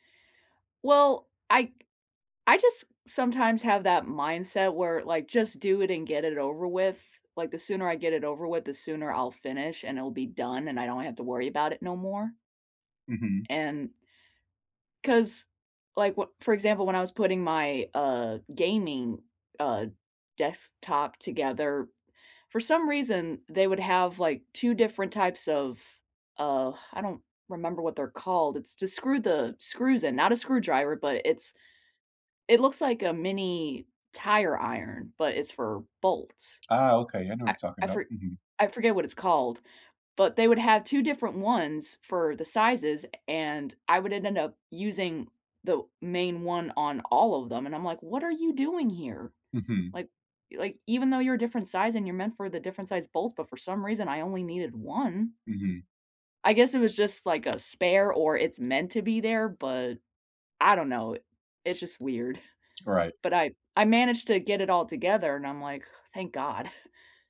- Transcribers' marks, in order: tapping; other background noise; chuckle
- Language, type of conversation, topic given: English, unstructured, What is your favorite way to learn new things?
- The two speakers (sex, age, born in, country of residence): female, 25-29, United States, United States; male, 25-29, United States, United States